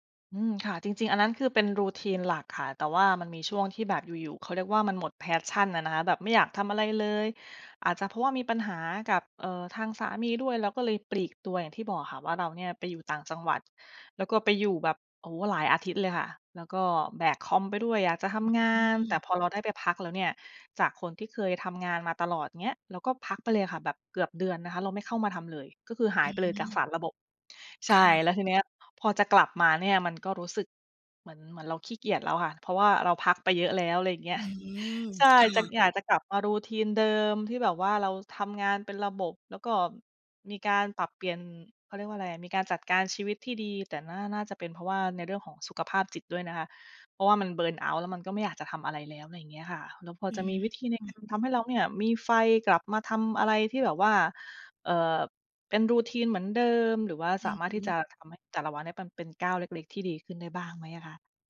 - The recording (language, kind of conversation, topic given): Thai, advice, เริ่มนิสัยใหม่ด้วยก้าวเล็กๆ ทุกวัน
- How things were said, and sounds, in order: in English: "routine"; in English: "passion"; lip smack; in English: "routine"; in English: "เบิร์นเอาต์"; in English: "routine"